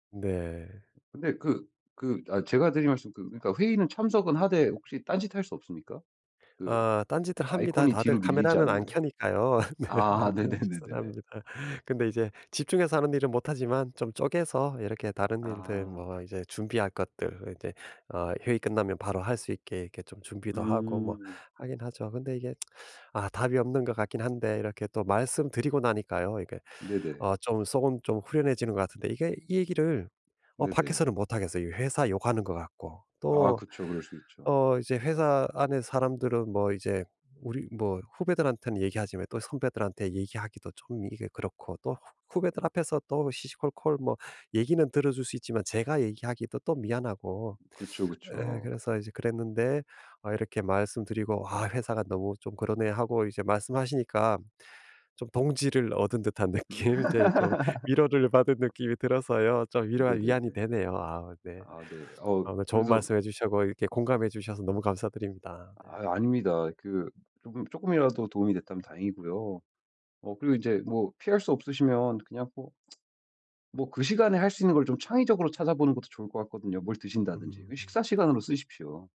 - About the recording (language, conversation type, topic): Korean, advice, 회의가 너무 많아 집중 작업 시간을 확보할 수 없는데 어떻게 해야 하나요?
- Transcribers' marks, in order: other background noise; laughing while speaking: "아. 네네네네네"; laughing while speaking: "네 네. 딴짓은 합니다"; tsk; laughing while speaking: "느낌"; laugh; laughing while speaking: "위로를 받은 느낌이 들어서요"; tsk; tapping